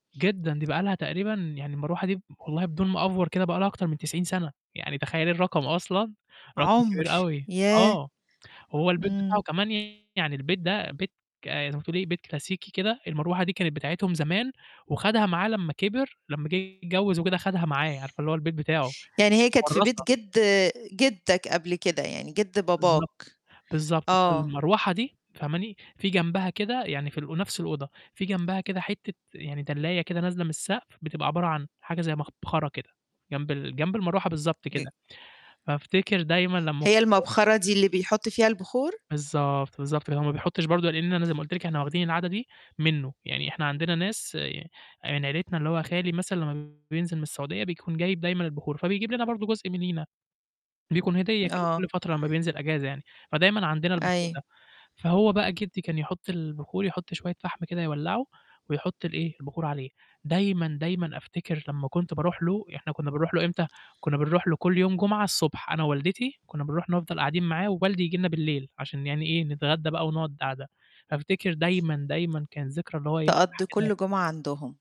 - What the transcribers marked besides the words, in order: in English: "أأفور"; static; distorted speech; "مبخرة" said as "مخبخرة"; unintelligible speech; tapping; unintelligible speech
- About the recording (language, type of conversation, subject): Arabic, podcast, إزاي بتستخدم الروائح عشان ترتاح، زي البخور أو العطر؟